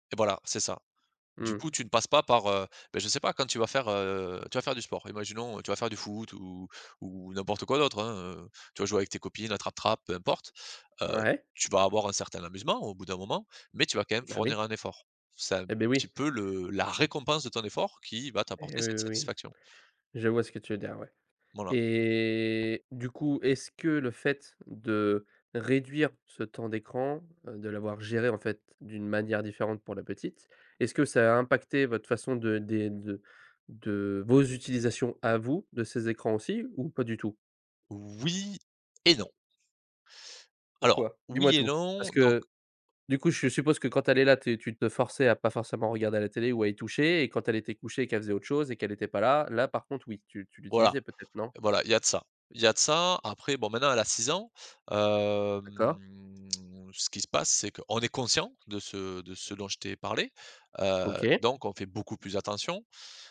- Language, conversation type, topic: French, podcast, Comment gères-tu le temps d’écran en famille ?
- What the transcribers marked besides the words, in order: drawn out: "Et"; other background noise; stressed: "réduire"; stressed: "géré"; stressed: "non"; drawn out: "Hem"; stressed: "conscient"